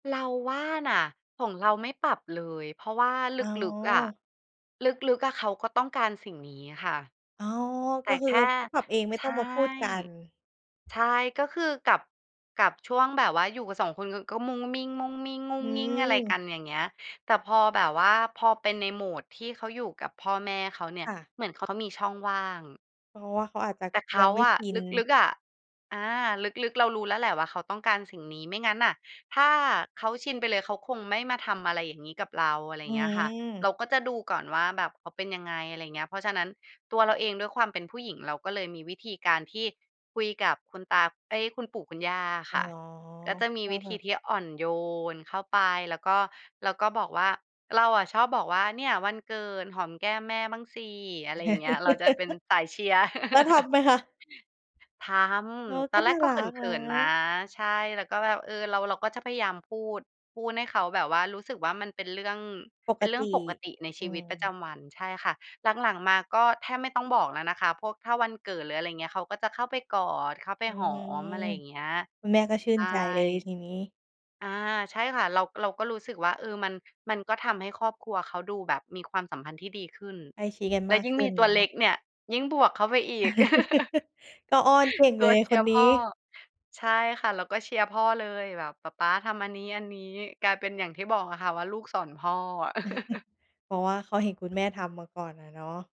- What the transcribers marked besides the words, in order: tapping; other background noise; laugh; laugh; laugh; laugh; chuckle
- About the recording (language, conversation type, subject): Thai, podcast, คุณคิดว่าควรแสดงความรักในครอบครัวอย่างไรบ้าง?